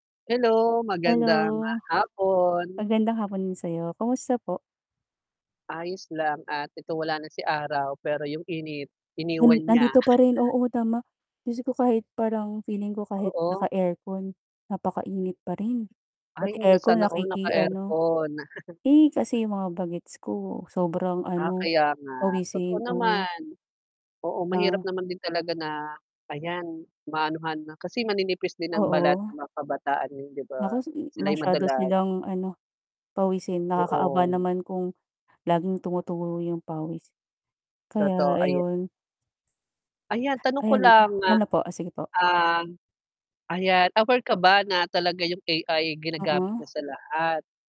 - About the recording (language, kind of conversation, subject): Filipino, unstructured, Ano ang palagay mo sa paggamit ng artipisyal na intelihensiya sa trabaho—nakakatulong ba ito o nakakasama?
- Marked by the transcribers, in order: static; chuckle; tapping; chuckle